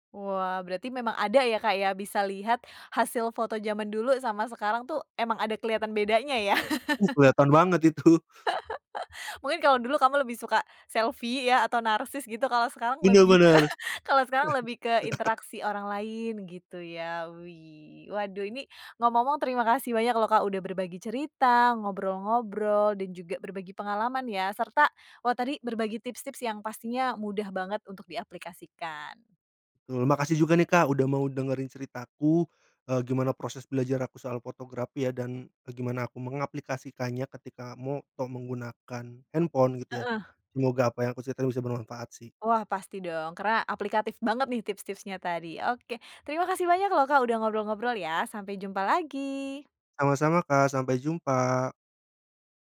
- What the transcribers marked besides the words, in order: laugh; in English: "selfie"; laughing while speaking: "ke"; chuckle
- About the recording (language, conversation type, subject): Indonesian, podcast, Bagaimana Anda mulai belajar fotografi dengan ponsel pintar?